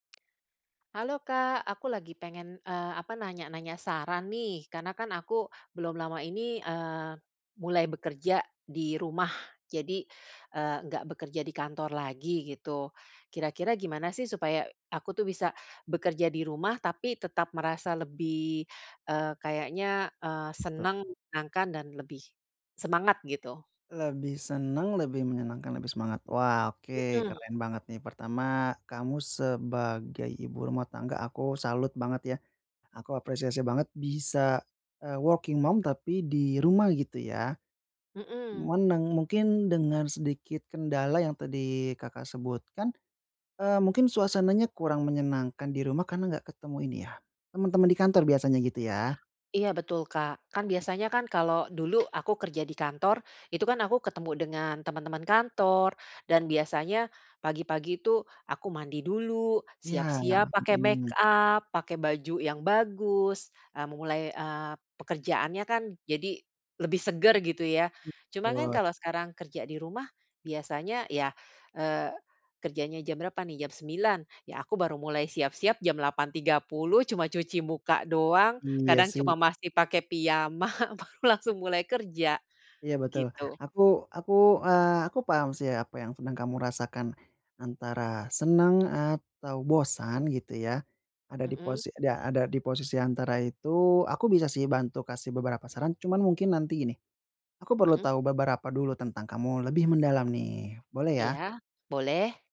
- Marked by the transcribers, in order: tapping; in English: "working mom"; other background noise; chuckle
- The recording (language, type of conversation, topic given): Indonesian, advice, Bagaimana pengalaman Anda bekerja dari rumah penuh waktu sebagai pengganti bekerja di kantor?